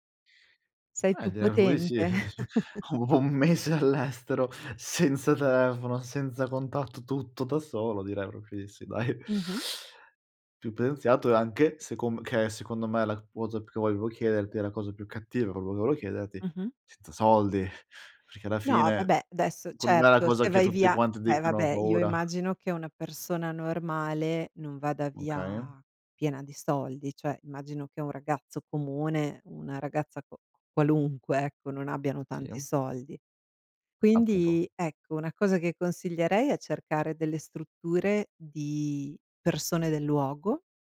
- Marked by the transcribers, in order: other background noise; "proprio" said as "popo"; afraid: "Eh-eh, ceh: ho ho un mese all'estero"; "cioè" said as "ceh"; chuckle; stressed: "senza"; tapping; "proprio" said as "propo"; laughing while speaking: "dai"; chuckle
- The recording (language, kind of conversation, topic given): Italian, podcast, Che consiglio daresti a chi vuole fare il suo primo viaggio da solo?